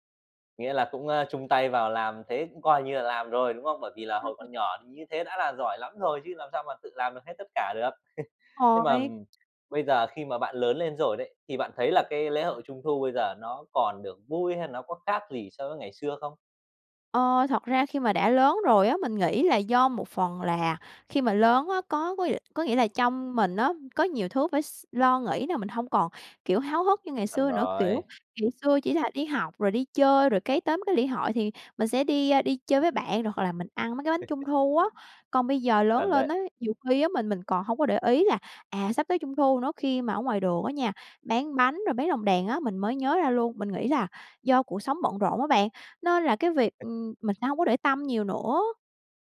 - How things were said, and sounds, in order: unintelligible speech; laugh; tapping; other noise; laugh; laugh; laugh
- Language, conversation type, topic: Vietnamese, podcast, Bạn nhớ nhất lễ hội nào trong tuổi thơ?